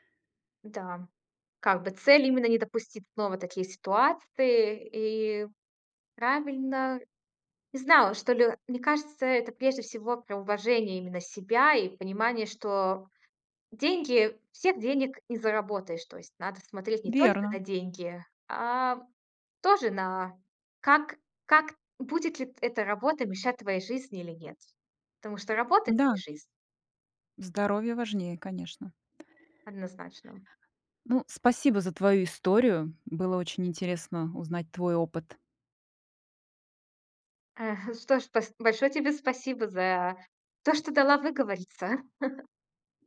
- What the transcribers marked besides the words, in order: chuckle
- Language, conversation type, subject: Russian, podcast, Как понять, что пора менять работу?